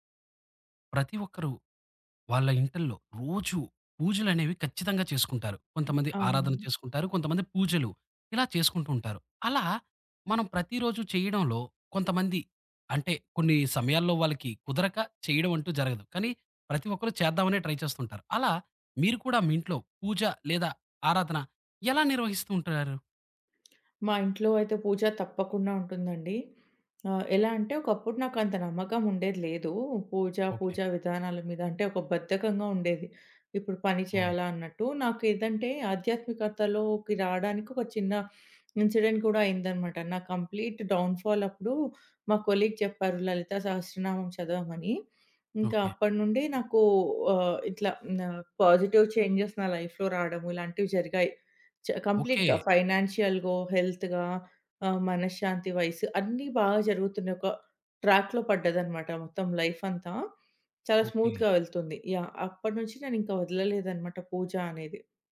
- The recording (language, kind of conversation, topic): Telugu, podcast, మీ ఇంట్లో పూజ లేదా ఆరాధనను సాధారణంగా ఎలా నిర్వహిస్తారు?
- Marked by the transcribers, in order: other background noise; in English: "ట్రై"; tapping; in English: "ఇన్సిడెంట్"; in English: "కంప్లీట్"; in English: "కొలీగ్"; in English: "పాజిటివ్ చేంజెస్"; in English: "లైఫ్‍లో"; in English: "కంప్లీట్‍గా. ఫైనాన్షియల్‍గో, హెల్త్‌గా"; in English: "ట్రాక్‍లో"; in English: "లైఫ్"; in English: "స్మూత్‍గా"